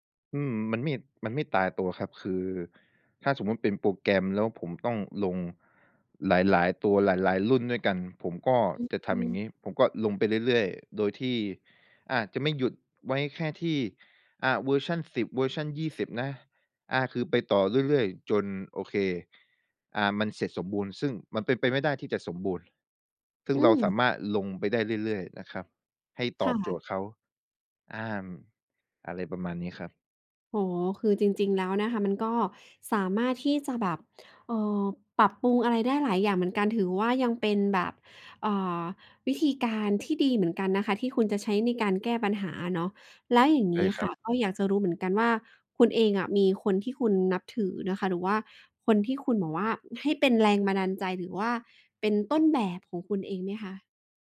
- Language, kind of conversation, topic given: Thai, podcast, คุณรับมือกับความอยากให้ผลงานสมบูรณ์แบบอย่างไร?
- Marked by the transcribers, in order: none